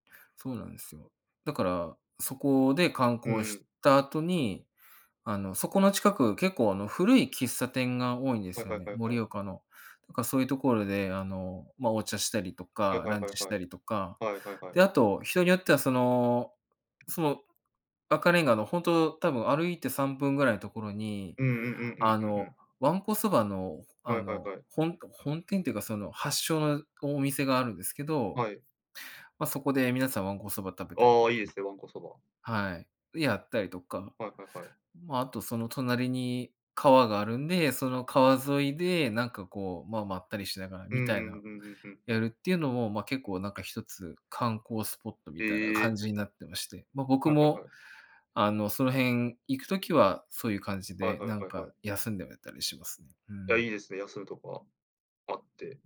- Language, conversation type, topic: Japanese, unstructured, 地域のおすすめスポットはどこですか？
- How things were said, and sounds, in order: tapping